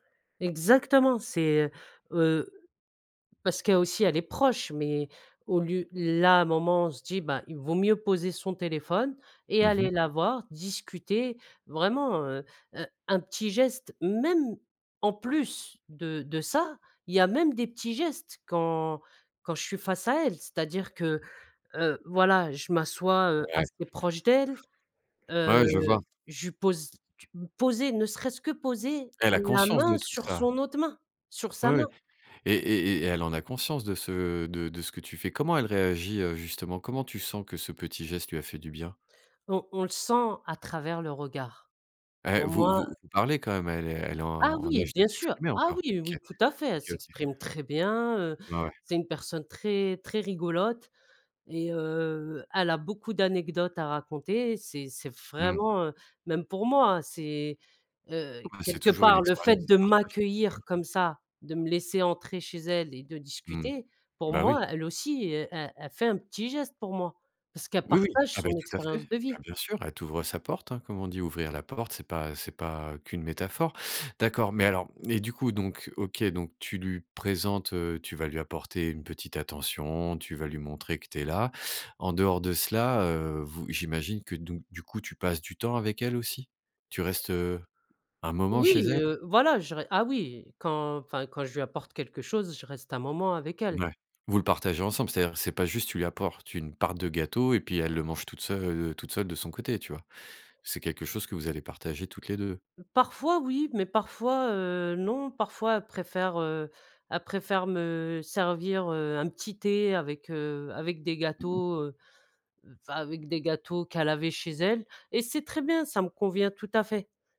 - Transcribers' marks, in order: tapping; other background noise
- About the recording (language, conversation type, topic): French, podcast, Quels petits gestes, selon toi, rapprochent les gens ?